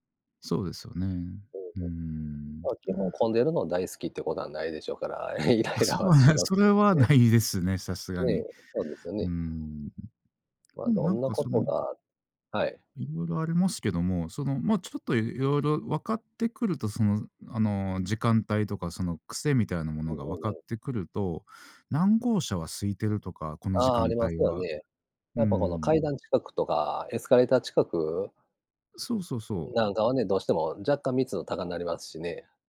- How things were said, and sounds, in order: unintelligible speech; laughing while speaking: "イライラはしますけどね"; chuckle
- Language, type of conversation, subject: Japanese, unstructured, 電車やバスの混雑でイライラしたことはありますか？